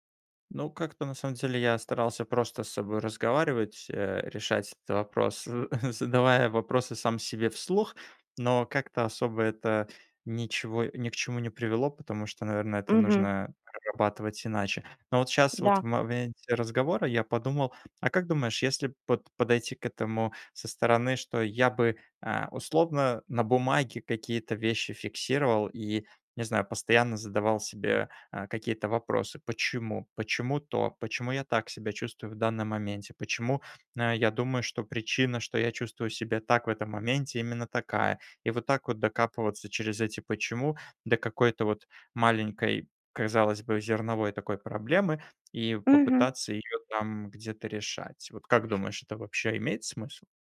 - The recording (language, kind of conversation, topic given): Russian, advice, Как самокритика мешает вам начинать новые проекты?
- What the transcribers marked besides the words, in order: chuckle; other background noise